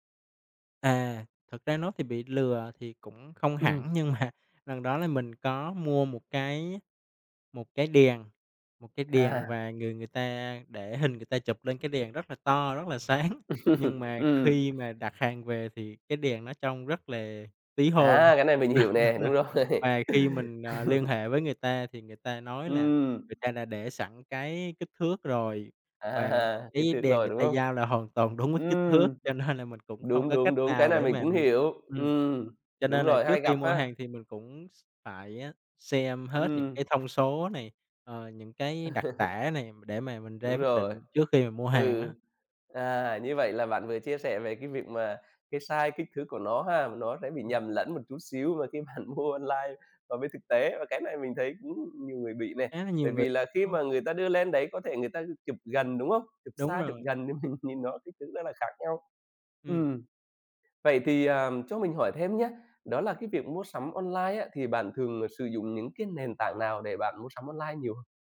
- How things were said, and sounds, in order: laughing while speaking: "mà"; tapping; laughing while speaking: "À"; laughing while speaking: "sáng"; laugh; laughing while speaking: "Đúng, đúng rồi"; laughing while speaking: "rồi"; laugh; laughing while speaking: "À"; laughing while speaking: "nên là"; laugh; laughing while speaking: "bạn mua"; other background noise; laughing while speaking: "mình"
- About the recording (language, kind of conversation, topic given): Vietnamese, podcast, Trải nghiệm mua sắm trực tuyến gần đây của bạn như thế nào?